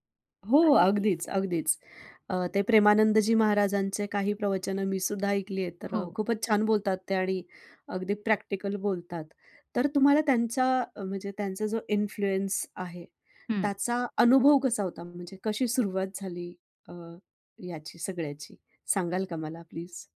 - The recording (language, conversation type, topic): Marathi, podcast, तुम्हाला कोणत्या प्रकारचे प्रभावक आवडतात आणि का?
- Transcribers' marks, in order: in English: "इन्फ्लुअन्स"